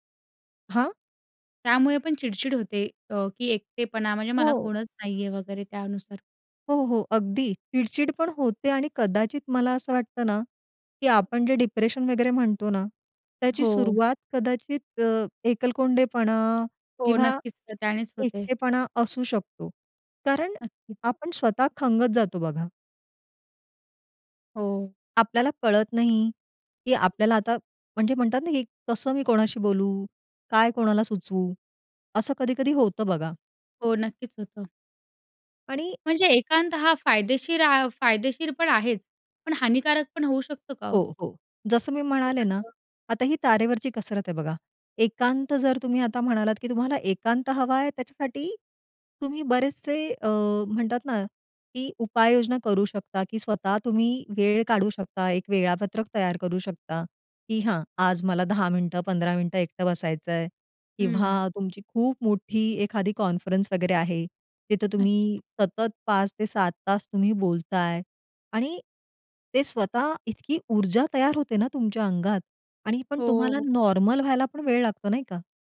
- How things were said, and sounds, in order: in English: "डिप्रेशन"
- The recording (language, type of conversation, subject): Marathi, podcast, कधी एकांत गरजेचा असतो असं तुला का वाटतं?